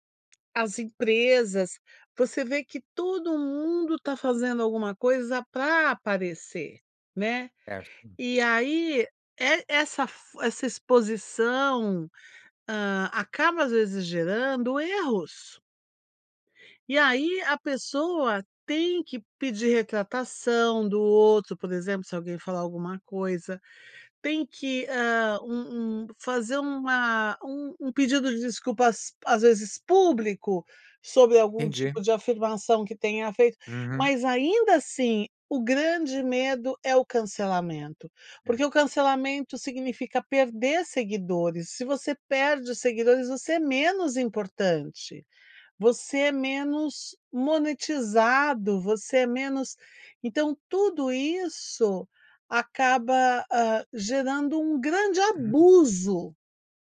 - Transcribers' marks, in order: other background noise; unintelligible speech
- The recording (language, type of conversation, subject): Portuguese, podcast, O que você pensa sobre o cancelamento nas redes sociais?